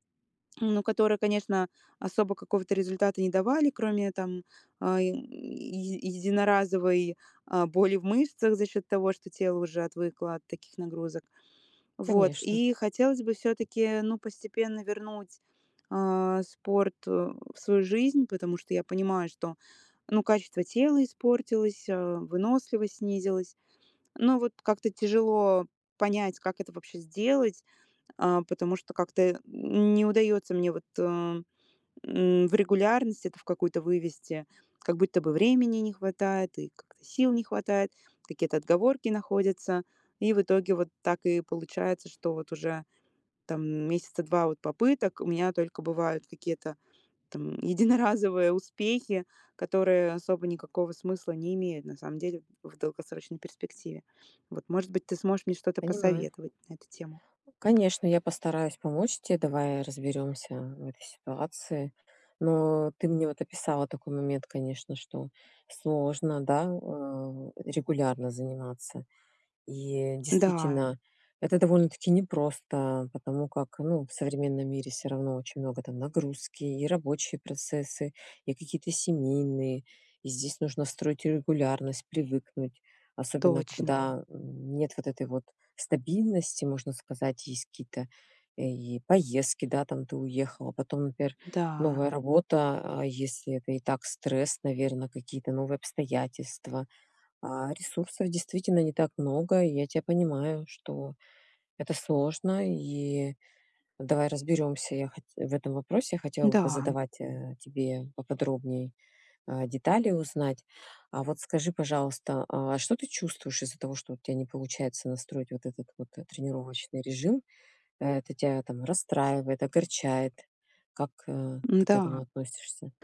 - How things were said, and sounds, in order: lip smack; laughing while speaking: "единоразовые"; tapping; other background noise
- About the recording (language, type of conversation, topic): Russian, advice, Как мне выработать привычку регулярно заниматься спортом без чрезмерных усилий?